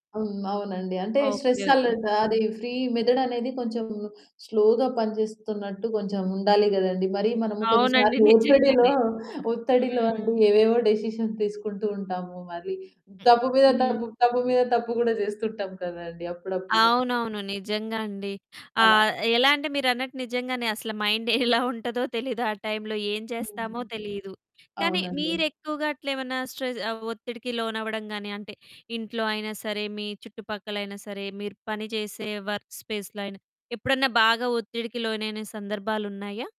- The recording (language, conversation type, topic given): Telugu, podcast, నువ్వు ఒత్తిడిని ఎలా తట్టుకుంటావు?
- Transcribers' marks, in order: in English: "స్ట్రెస్ అలర్ట్"; in English: "ఫ్రీ"; in English: "డిసిషన్"; other noise; other background noise; in English: "మైండ్"; in English: "టైమ్‌లో"; in English: "స్ట్రెస్"; in English: "వర్క్ స్పేస్‌లో"